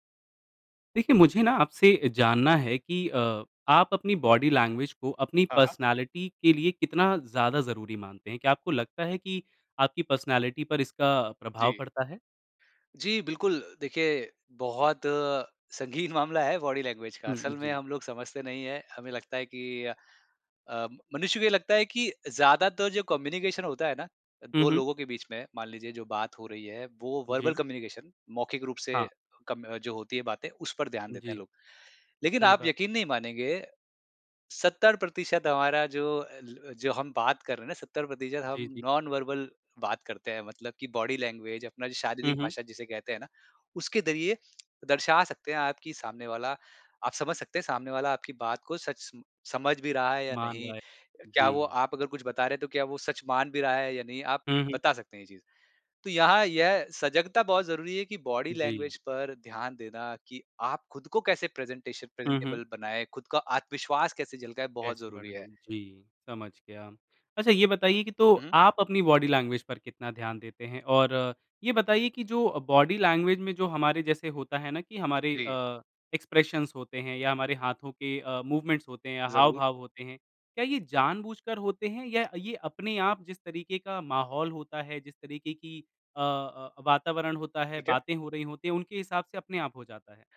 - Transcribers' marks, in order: in English: "बॉडी लैंग्वेज"; in English: "पर्सनैलिटी"; in English: "पर्सनैलिटी"; laughing while speaking: "संगीन"; in English: "बॉडी लैंग्वेज"; tapping; in English: "कम्युनिकेशन"; in English: "वर्बल कम्युनिकेशन"; other noise; in English: "नॉन वर्बल"; in English: "बॉडी लैंग्वेज"; "ज़रिए" said as "दरिये"; in English: "बॉडी लैंग्वेज"; in English: "प्रेज़ेंटेशन प्रेज़ेंटेबल"; in English: "बॉडी लैंग्वेज"; in English: "बॉडी लैंग्वेज"; in English: "एक्सप्रेशन्स"; in English: "मूवमेंट्स"
- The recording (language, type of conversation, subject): Hindi, podcast, आप अपनी देह-भाषा पर कितना ध्यान देते हैं?